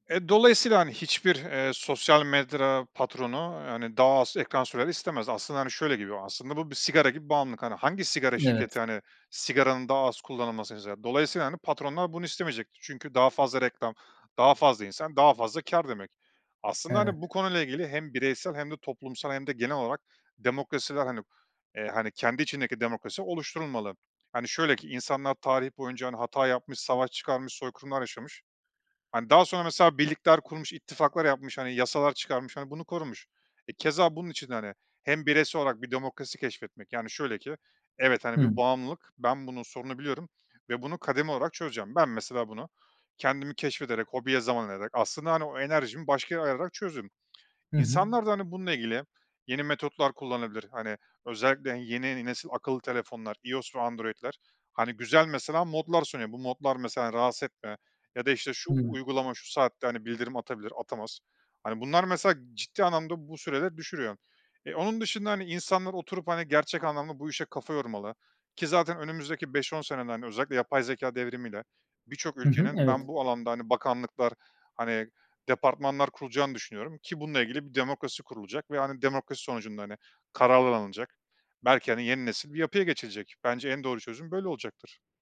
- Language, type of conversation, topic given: Turkish, podcast, Teknoloji kullanımı dengemizi nasıl bozuyor?
- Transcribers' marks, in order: "medya" said as "medra"; other background noise; tapping